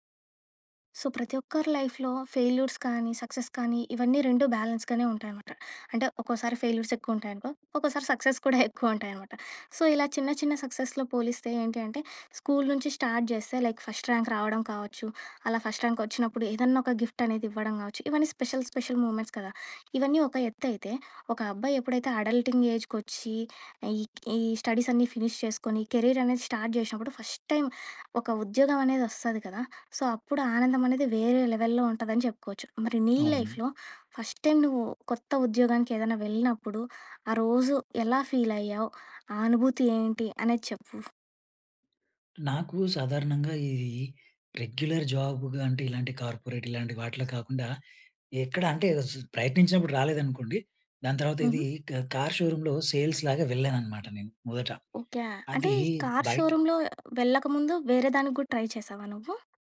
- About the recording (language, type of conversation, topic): Telugu, podcast, మీ కొత్త ఉద్యోగం మొదటి రోజు మీకు ఎలా అనిపించింది?
- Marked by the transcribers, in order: in English: "సో"; in English: "లైఫ్‌లో ఫెయిల్యూర్స్"; in English: "సక్సెస్"; in English: "బ్యాలెన్స్‌గానే"; in English: "ఫెయిల్యూర్స్"; in English: "సక్సెస్"; in English: "సో"; in English: "సక్సెస్‌లో"; in English: "స్టార్ట్"; in English: "లైక్ ఫస్ట్ ర్యాంక్"; in English: "ఫస్ట్ ర్యాంక్"; in English: "స్పెషల్, స్పెషల్ మూమెంట్స్"; in English: "అడల్టింగ్ ఏజ్‌కి"; in English: "ఫినిష్"; in English: "స్టార్ట్"; in English: "ఫస్ట్ టైం"; in English: "సో"; in English: "లెవెల్‌లో"; in English: "లైఫ్‌లో ఫస్ట్ టైం"; in English: "ఫీల్"; in English: "రెగ్యులర్ జాబ్‌గా"; in English: "కార్పొరేట్"; in English: "కా కార్ షోరూంలో సేల్స్‌లాగా"; other background noise; in English: "ట్రై"